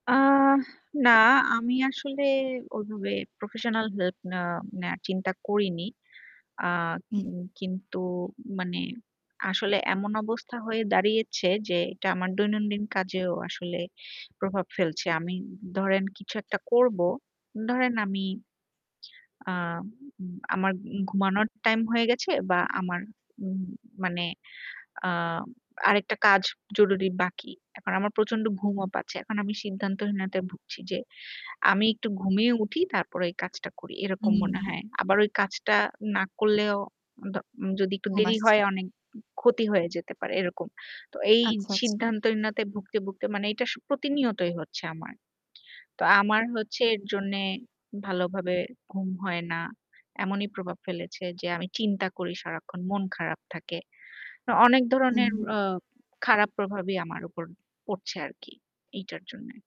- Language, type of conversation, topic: Bengali, advice, সিদ্ধান্ত নিতে অক্ষম হয়ে পড়লে এবং উদ্বেগে ভুগলে আপনি কীভাবে তা মোকাবিলা করেন?
- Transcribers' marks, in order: static; other background noise